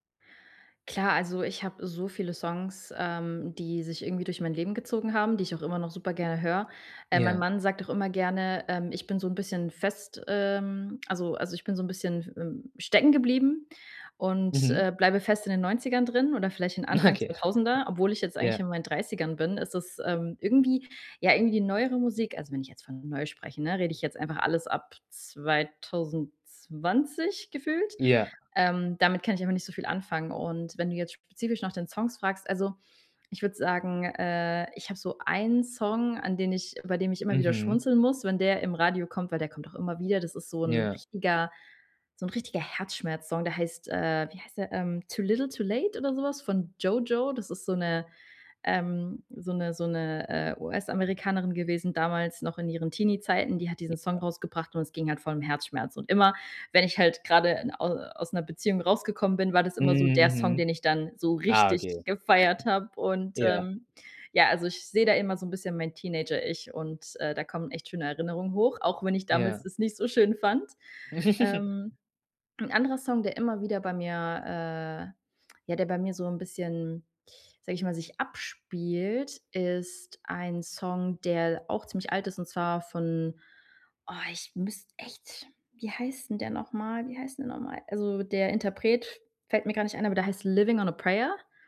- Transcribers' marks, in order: laughing while speaking: "Okay"; chuckle; chuckle; stressed: "richtig"; chuckle; other background noise; in English: "Livin' on a Prayer"
- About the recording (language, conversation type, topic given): German, podcast, Welcher Song läuft bei dir, wenn du an Zuhause denkst?